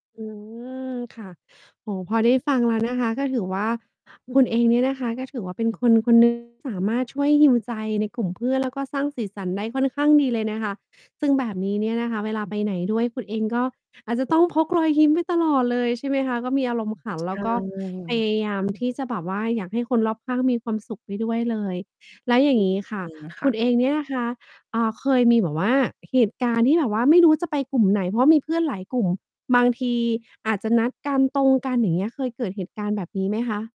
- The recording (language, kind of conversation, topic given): Thai, podcast, เพื่อนที่ดีสำหรับคุณเป็นอย่างไร?
- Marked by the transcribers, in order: mechanical hum; distorted speech; in English: "heal"; other background noise